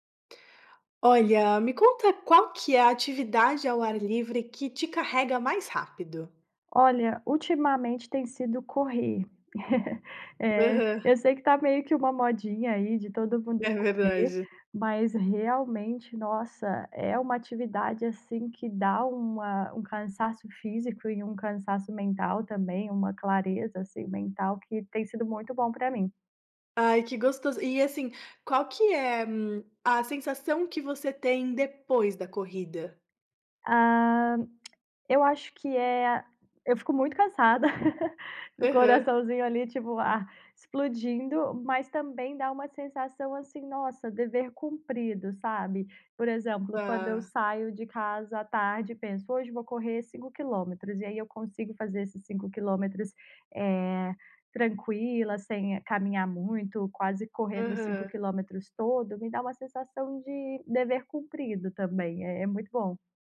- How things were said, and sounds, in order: chuckle; tongue click; laugh
- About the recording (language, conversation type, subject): Portuguese, podcast, Que atividade ao ar livre te recarrega mais rápido?